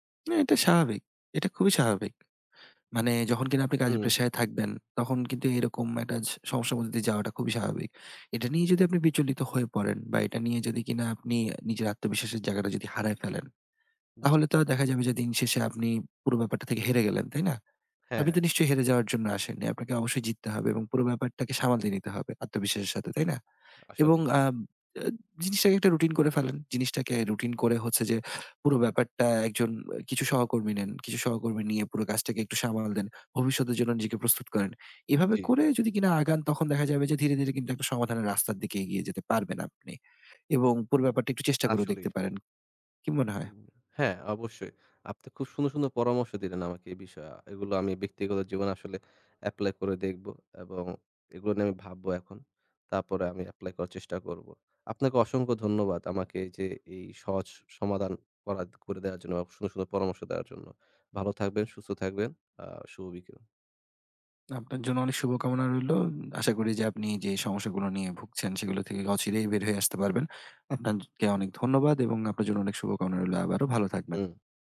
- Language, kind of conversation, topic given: Bengali, advice, আমি অনেক প্রজেক্ট শুরু করি, কিন্তু কোনোটাই শেষ করতে পারি না—এর কারণ কী?
- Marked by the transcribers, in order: tapping; other background noise